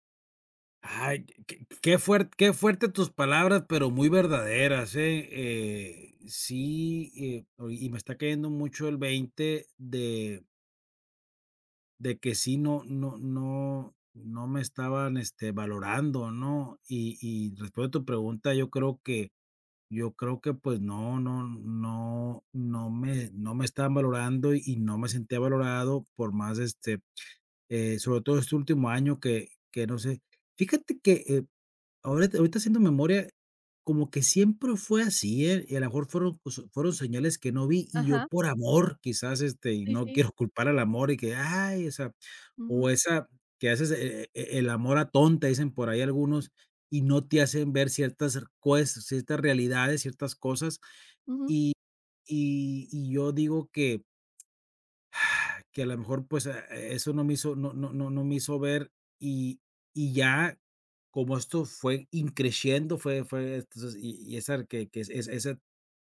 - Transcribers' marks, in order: laughing while speaking: "culpar"; sigh; in Italian: "in crescendo"
- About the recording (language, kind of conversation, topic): Spanish, advice, ¿Cómo ha afectado la ruptura sentimental a tu autoestima?